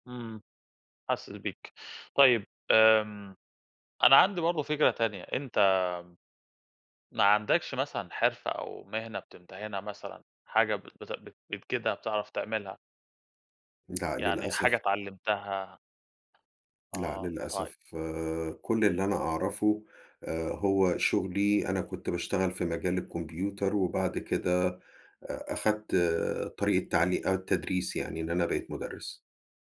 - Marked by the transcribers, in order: none
- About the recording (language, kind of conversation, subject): Arabic, advice, إزاي أتعامل مع قلقي المستمر من المستقبل وصعوبة إني آخد قرارات وأنا مش متأكد؟